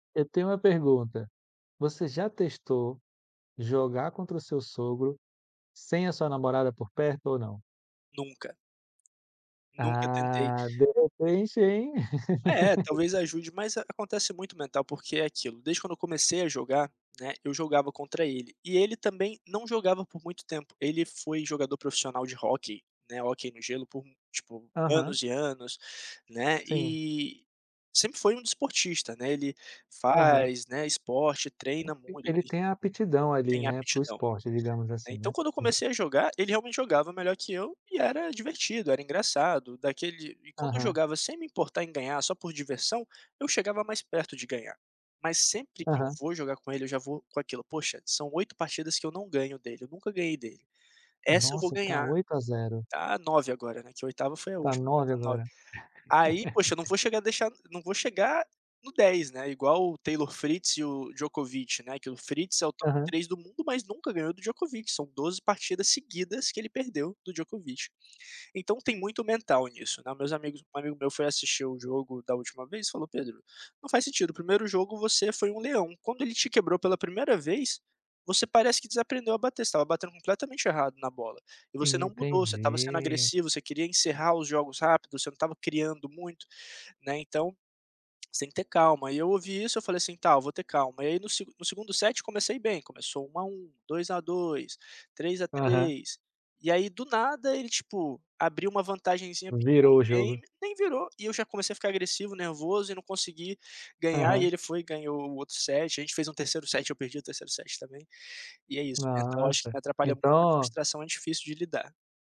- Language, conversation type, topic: Portuguese, podcast, Como você lida com a frustração quando algo não dá certo no seu hobby?
- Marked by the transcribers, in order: tapping; laugh; other background noise; chuckle